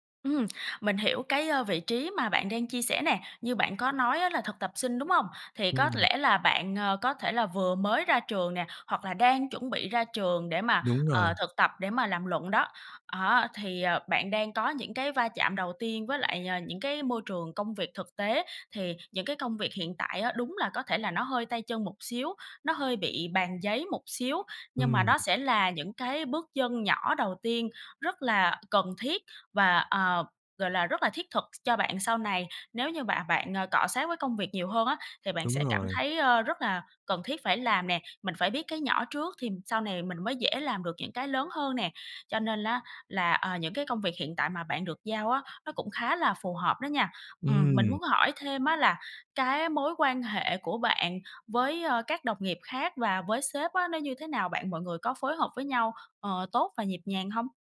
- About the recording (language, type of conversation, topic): Vietnamese, advice, Bạn nên làm gì để cạnh tranh giành cơ hội thăng chức với đồng nghiệp một cách chuyên nghiệp?
- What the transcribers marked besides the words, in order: tapping; other background noise